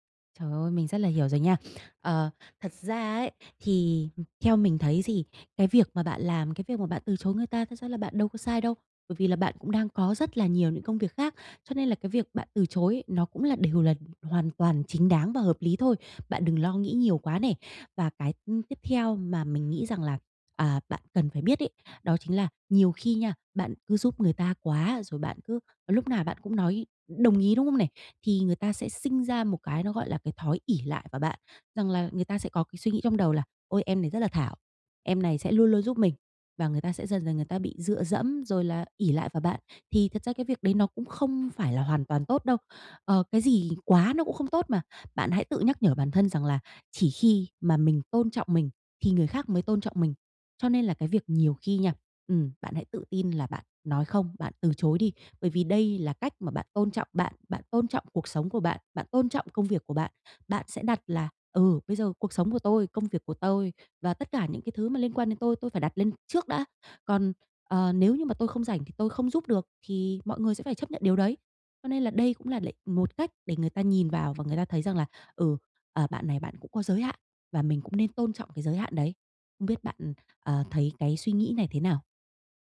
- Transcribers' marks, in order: tapping
- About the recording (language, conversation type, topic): Vietnamese, advice, Làm sao để nói “không” mà không hối tiếc?